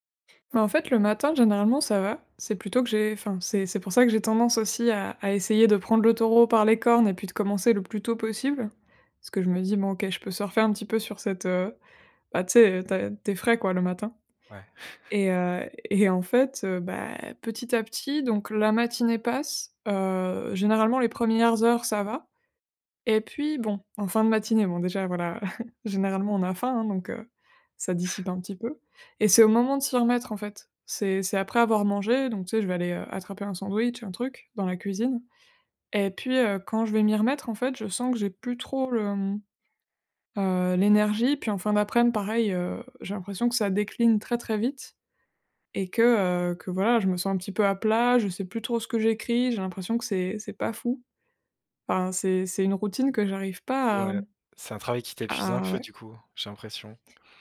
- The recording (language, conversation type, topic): French, advice, Comment la fatigue et le manque d’énergie sabotent-ils votre élan créatif régulier ?
- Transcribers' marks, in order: chuckle; laughing while speaking: "et"; chuckle; chuckle; other background noise